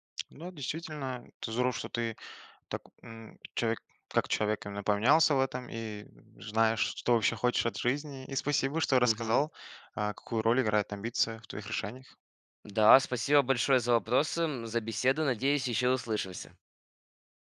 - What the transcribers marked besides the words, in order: tapping
- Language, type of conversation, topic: Russian, podcast, Какую роль играет амбиция в твоих решениях?